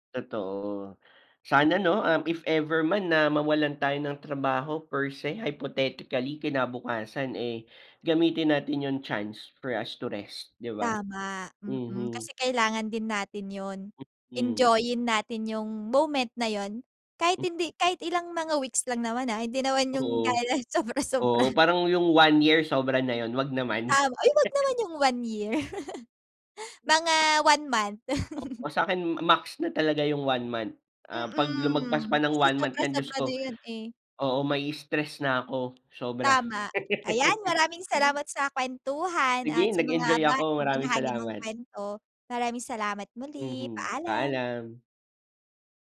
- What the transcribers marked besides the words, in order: in Latin: "per se"; in English: "hypothetically"; laughing while speaking: "gaya ng sobra-sobra"; laugh; chuckle; laugh
- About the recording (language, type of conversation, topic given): Filipino, unstructured, Ano ang gagawin mo kung bigla kang mawalan ng trabaho bukas?